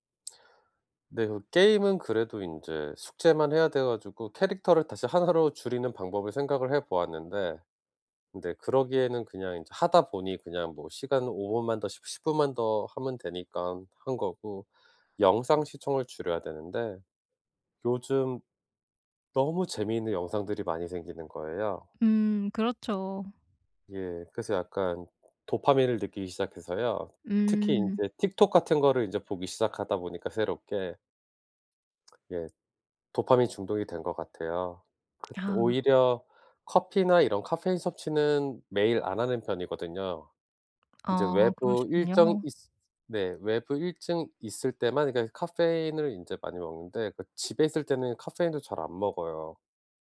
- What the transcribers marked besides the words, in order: put-on voice: "caffeine"; put-on voice: "caffeine을"; put-on voice: "caffeine도"
- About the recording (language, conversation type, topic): Korean, advice, 하루 일과에 맞춰 규칙적인 수면 습관을 어떻게 시작하면 좋을까요?